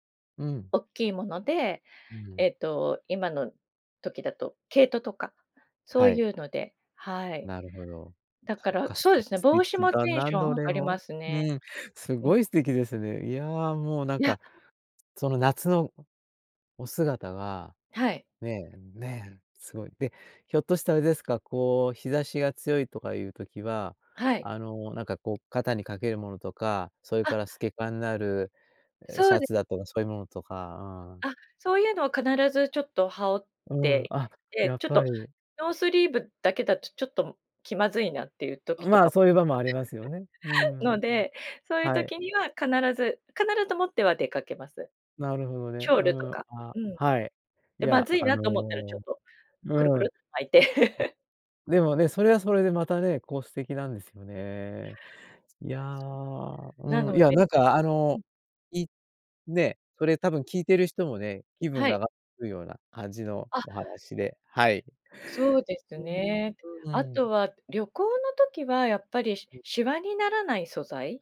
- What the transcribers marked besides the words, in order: tapping; laugh; laugh; unintelligible speech; other noise; unintelligible speech
- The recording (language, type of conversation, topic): Japanese, podcast, 着るだけで気分が上がる服には、どんな特徴がありますか？